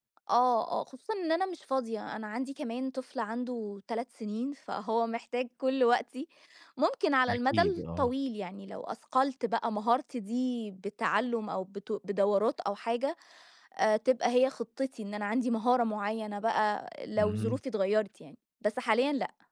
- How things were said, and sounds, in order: tapping
- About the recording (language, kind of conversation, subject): Arabic, podcast, إزاي اخترعت طبقك المميّز؟